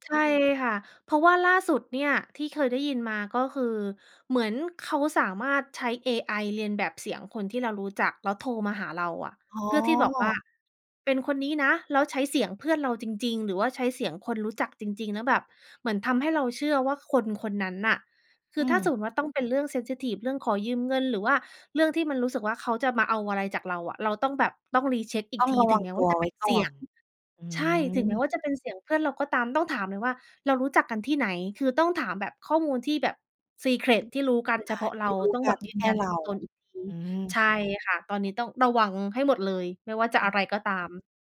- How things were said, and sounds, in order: in English: "เซนซิทิฟ"; in English: "recheck"; in English: "ซีเคร็ต"
- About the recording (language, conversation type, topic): Thai, podcast, บอกวิธีป้องกันมิจฉาชีพออนไลน์ที่ควรรู้หน่อย?